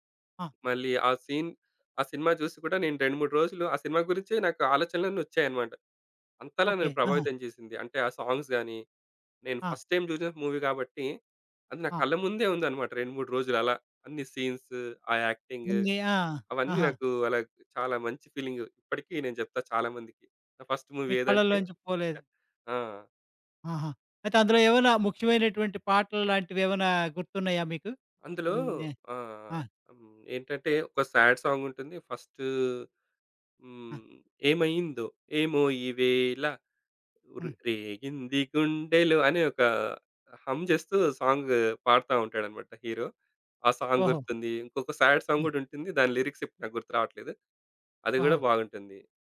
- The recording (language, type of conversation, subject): Telugu, podcast, ఒక పాట వింటే మీకు ఒక నిర్దిష్ట వ్యక్తి గుర్తుకొస్తారా?
- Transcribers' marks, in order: in English: "సీన్"; in English: "సాంగ్స్"; in English: "ఫస్ట్ టైమ్"; tapping; in English: "మూవీ"; unintelligible speech; in English: "సీన్స్"; in English: "యాక్టింగ్"; in English: "ఫీలింగ్"; in English: "ఫస్ట్ మూవీ"; other background noise; in English: "స్యాడ్ సాంగ్"; in English: "హమ్"; in English: "సాంగ్"; in English: "హీరో"; in English: "సాంగ్"; in English: "స్యాడ్ సాంగ్"; in English: "లిరిక్స్"